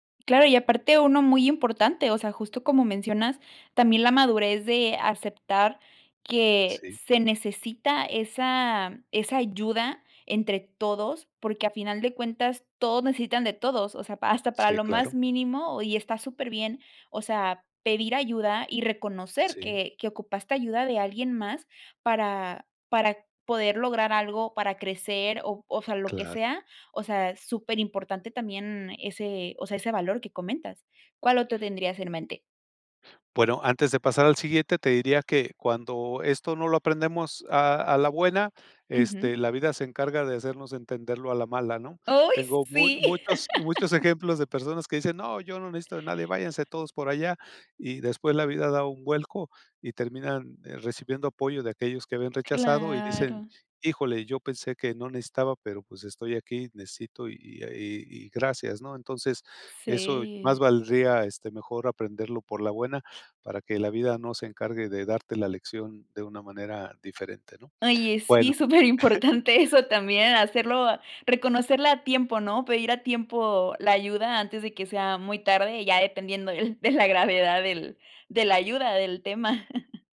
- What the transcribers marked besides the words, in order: tapping; laugh; chuckle; laugh
- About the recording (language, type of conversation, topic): Spanish, podcast, ¿Qué valores consideras esenciales en una comunidad?